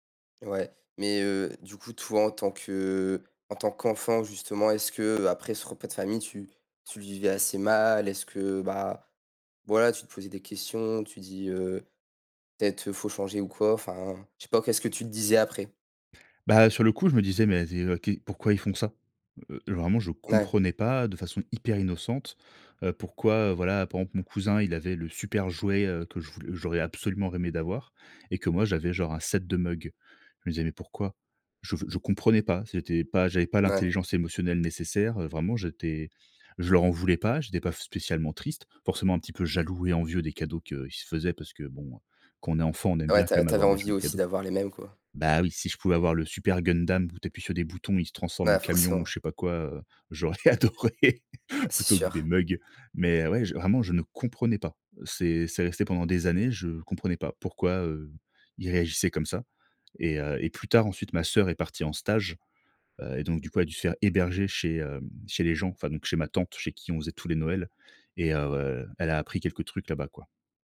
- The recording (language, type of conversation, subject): French, podcast, Peux-tu raconter un souvenir d'un repas de Noël inoubliable ?
- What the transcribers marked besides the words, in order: "rêvé" said as "rêmé"; laughing while speaking: "j'aurais adoré"; stressed: "comprenais"